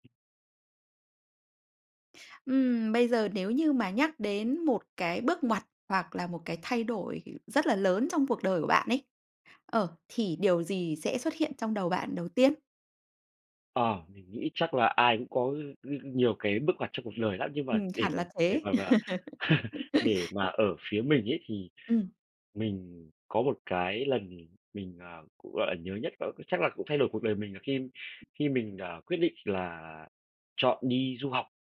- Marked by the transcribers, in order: other background noise; tapping; laugh; chuckle
- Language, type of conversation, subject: Vietnamese, podcast, Bạn có thể kể về một lần bạn đã thay đổi lớn trong cuộc đời mình không?